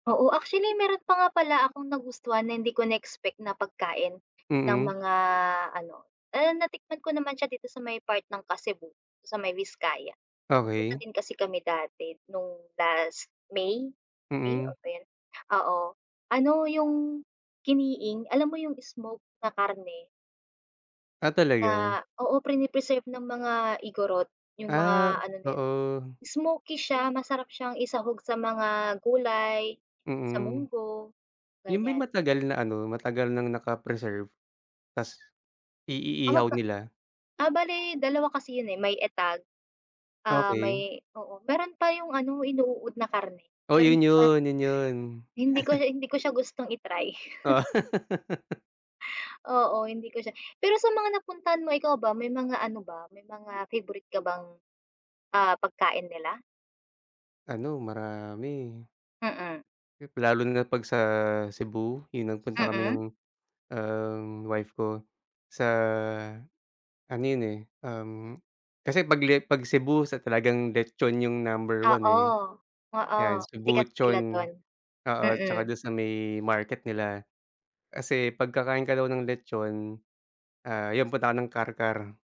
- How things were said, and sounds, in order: chuckle; laugh
- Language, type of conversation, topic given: Filipino, unstructured, May napuntahan ka na bang lugar na akala mo ay hindi mo magugustuhan, pero sa huli ay nagustuhan mo rin?